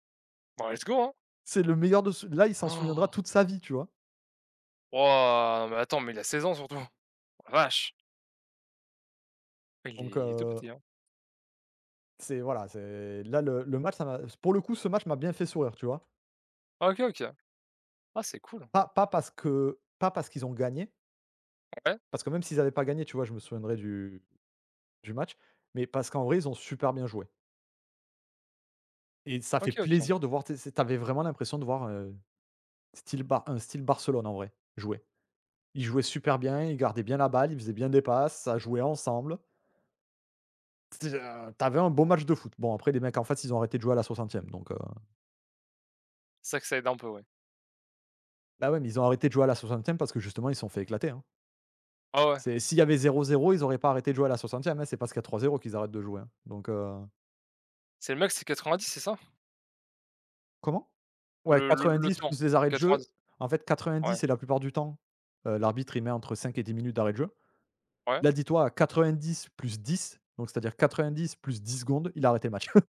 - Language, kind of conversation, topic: French, unstructured, Quel événement historique te rappelle un grand moment de bonheur ?
- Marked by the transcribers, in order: put-on voice: "let's go"; gasp; tapping; other noise; chuckle